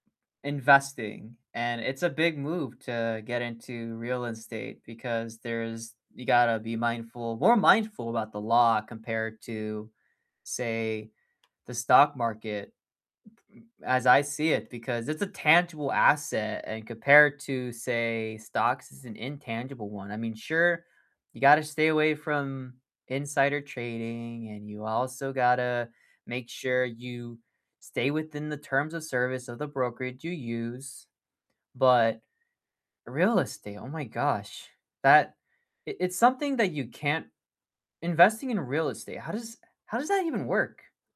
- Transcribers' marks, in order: other background noise; tapping; other noise
- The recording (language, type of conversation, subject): English, unstructured, What is the biggest risk you would take for your future?
- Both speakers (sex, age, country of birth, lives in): female, 50-54, United States, United States; male, 20-24, United States, United States